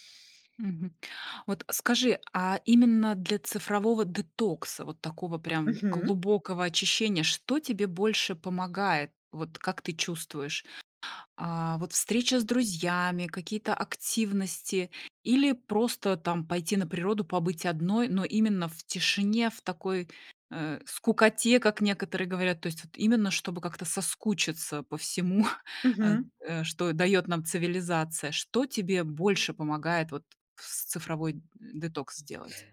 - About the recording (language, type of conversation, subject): Russian, podcast, Что для тебя значит цифровой детокс и как ты его проводишь?
- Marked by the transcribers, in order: bird; chuckle